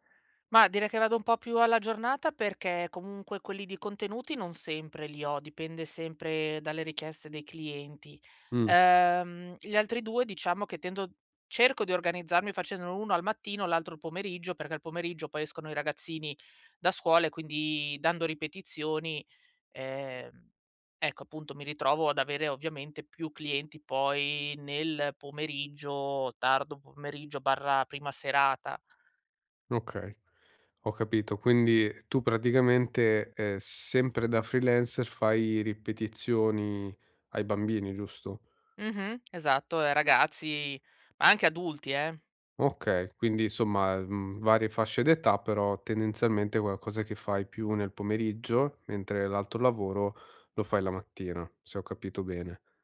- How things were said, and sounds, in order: none
- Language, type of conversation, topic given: Italian, advice, Come posso riposare senza sentirmi meno valido o in colpa?